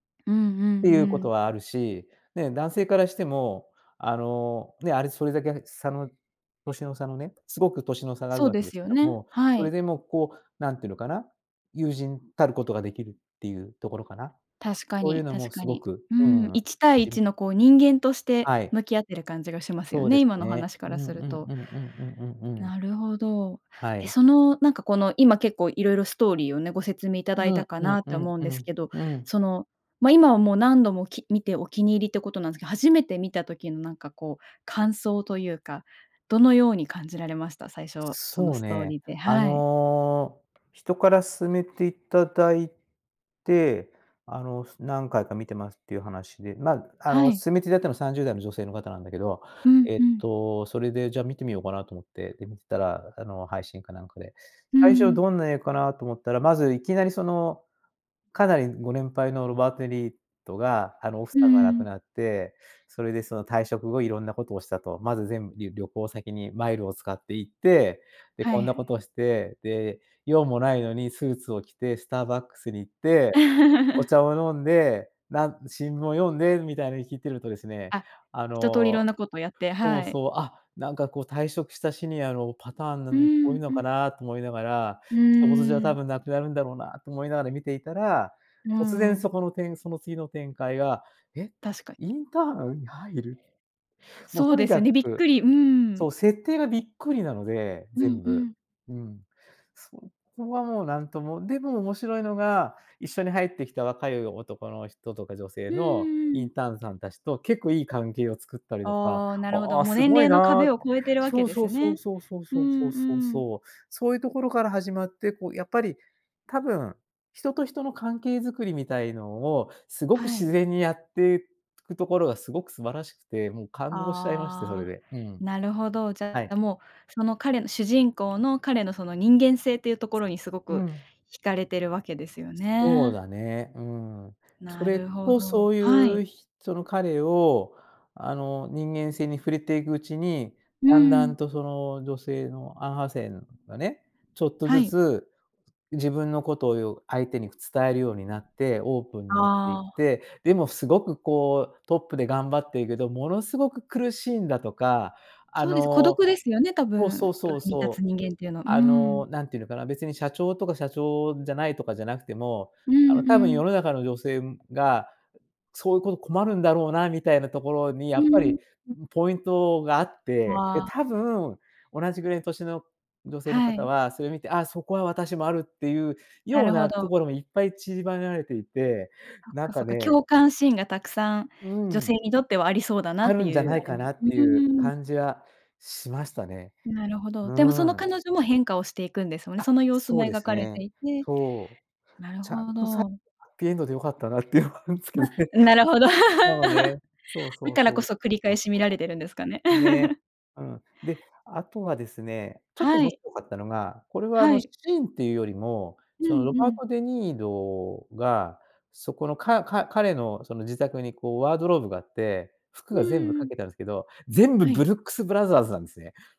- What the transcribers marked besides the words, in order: tapping; "ロバート・デ・ニーロ" said as "ロバートニート"; laugh; other noise; other background noise; "アン・ハサウェイ" said as "アンハセン"; laughing while speaking: "良かったなっていうのはあるんですけどね"; laugh; chuckle; in English: "ワードローブ"
- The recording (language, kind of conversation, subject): Japanese, podcast, どの映画のシーンが一番好きですか？